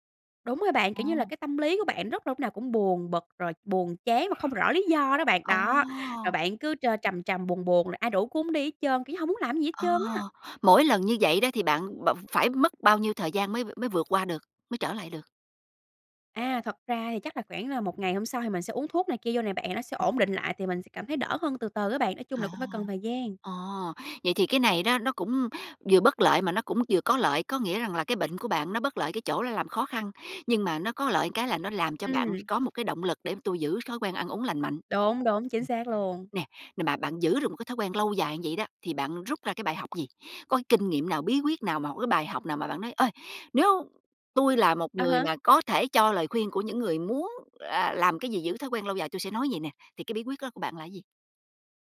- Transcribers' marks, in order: dog barking; tapping; "một" said as "ừn"
- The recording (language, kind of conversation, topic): Vietnamese, podcast, Bạn giữ thói quen ăn uống lành mạnh bằng cách nào?